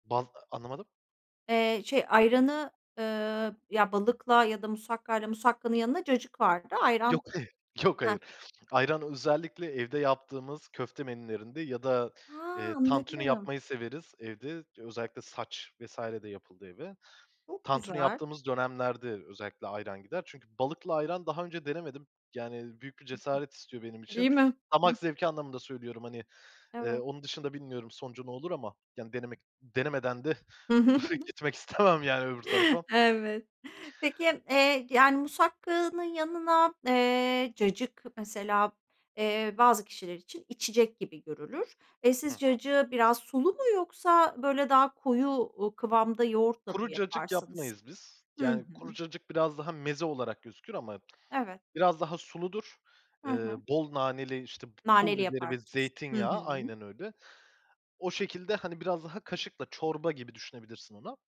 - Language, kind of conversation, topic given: Turkish, podcast, Bu tarif kuşaktan kuşağa nasıl aktarıldı, anlatır mısın?
- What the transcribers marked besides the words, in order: other background noise; tapping; laughing while speaking: "Hı hı"